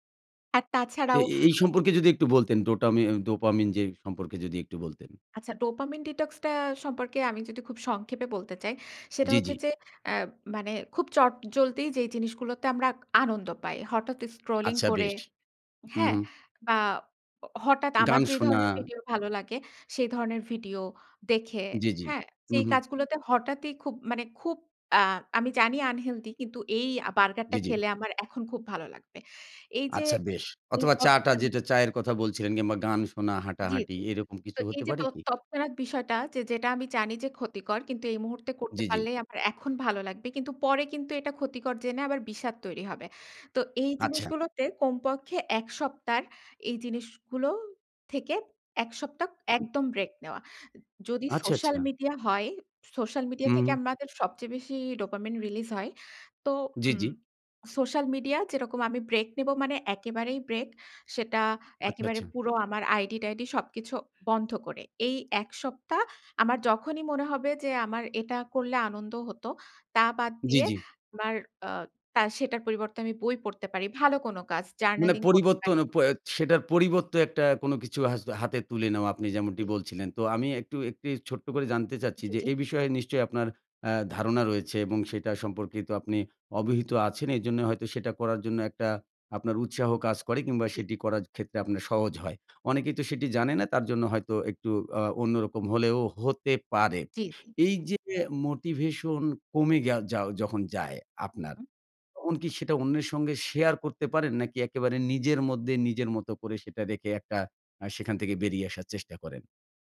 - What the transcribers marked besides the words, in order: in English: "ডোপামিন ডিটক্স"; in English: "স্ক্রলিং"; unintelligible speech; tapping; in English: "ডোপামিন রিলিজ"
- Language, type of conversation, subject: Bengali, podcast, মোটিভেশন কমে গেলে আপনি কীভাবে নিজেকে আবার উদ্দীপ্ত করেন?
- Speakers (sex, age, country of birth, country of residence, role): female, 30-34, Bangladesh, Bangladesh, guest; male, 40-44, Bangladesh, Bangladesh, host